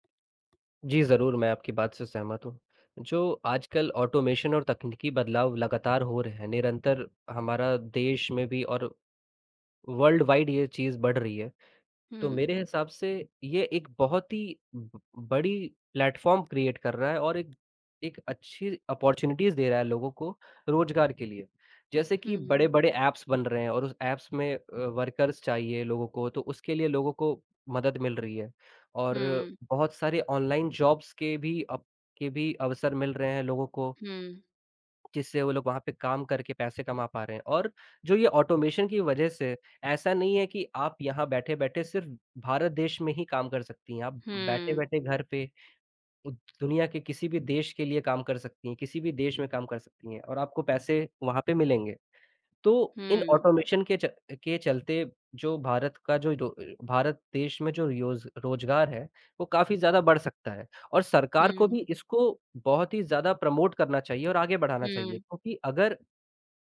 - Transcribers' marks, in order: in English: "ऑटोमेशन"; in English: "वर्ल्ड वाइड"; other noise; in English: "प्लेटफ़ॉर्म क्रिएट"; in English: "अपॉर्चुनिटीज़"; tapping; in English: "ऐप्स"; in English: "ऐप्स"; in English: "वर्कर्स"; in English: "जॉब्स"; in English: "ऑटोमेशन"; in English: "ऑटोमेशन"; in English: "प्रमोट"
- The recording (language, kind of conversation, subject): Hindi, unstructured, सरकार को रोजगार बढ़ाने के लिए कौन से कदम उठाने चाहिए?